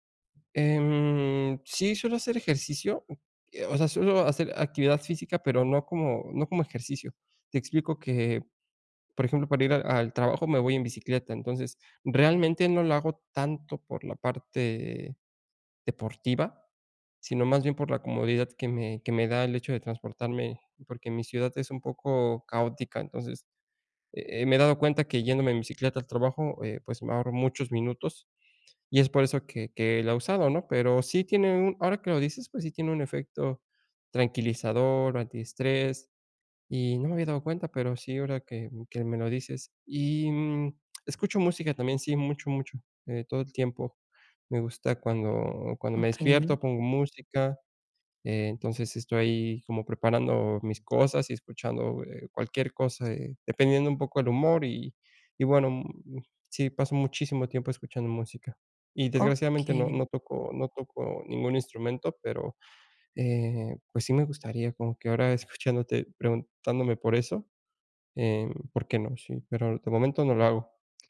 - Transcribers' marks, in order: none
- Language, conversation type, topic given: Spanish, advice, ¿Cómo puedo soltar la tensión después de un día estresante?